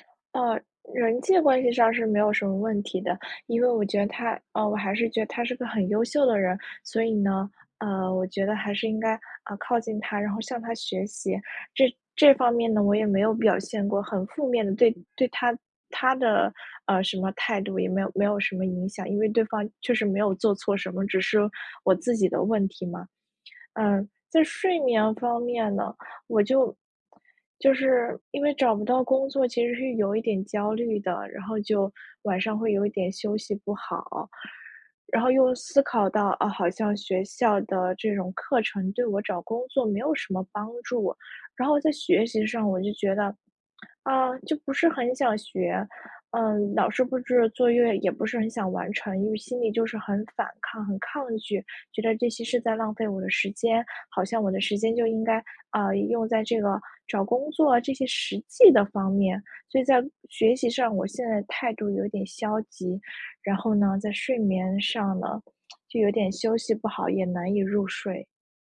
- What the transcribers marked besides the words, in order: lip smack
- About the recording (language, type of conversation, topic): Chinese, advice, 你会因为和同龄人比较而觉得自己的自我价值感下降吗？